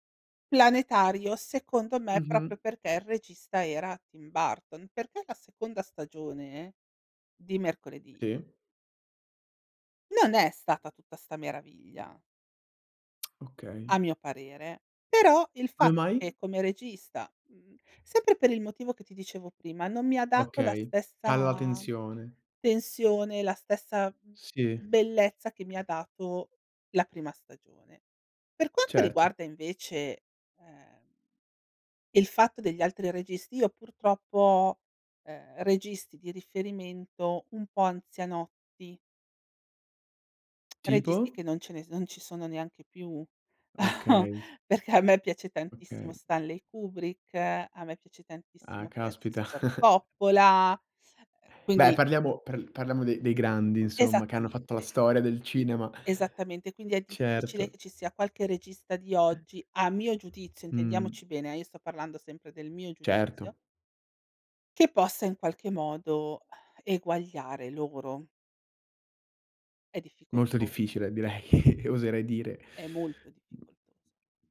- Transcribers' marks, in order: tapping; "proprio" said as "propio"; lip smack; drawn out: "stessa"; chuckle; laughing while speaking: "perché a me"; chuckle; other background noise; other noise; exhale; chuckle
- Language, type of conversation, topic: Italian, podcast, Come scegli cosa guardare su Netflix o su altre piattaforme simili?